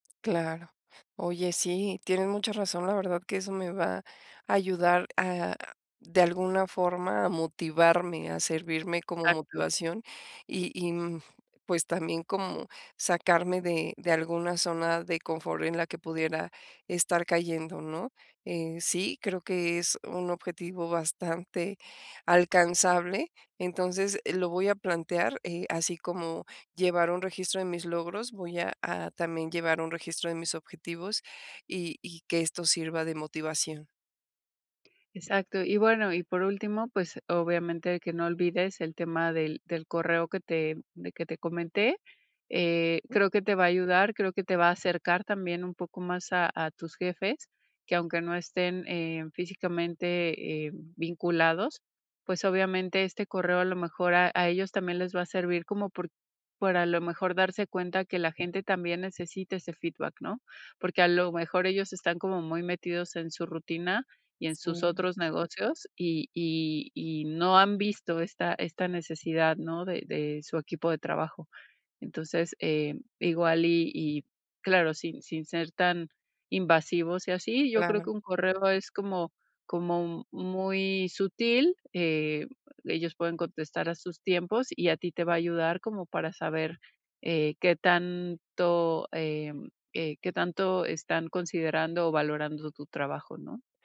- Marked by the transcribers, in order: none
- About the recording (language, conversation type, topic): Spanish, advice, ¿Cómo puedo mantener mi motivación en el trabajo cuando nadie reconoce mis esfuerzos?